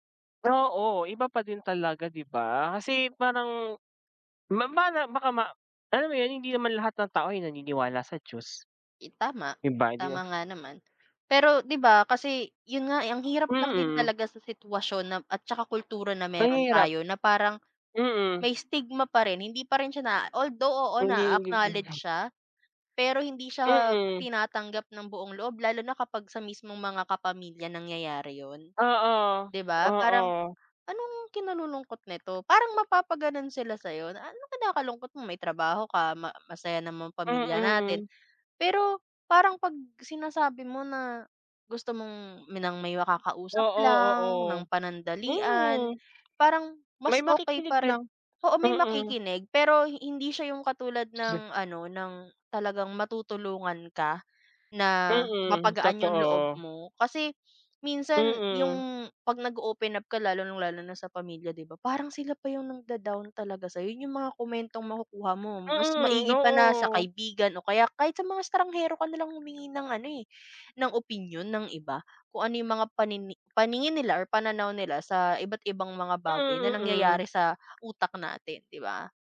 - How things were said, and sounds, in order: unintelligible speech; unintelligible speech; unintelligible speech; other background noise
- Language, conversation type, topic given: Filipino, unstructured, Ano ang masasabi mo tungkol sa paghingi ng tulong para sa kalusugang pangkaisipan?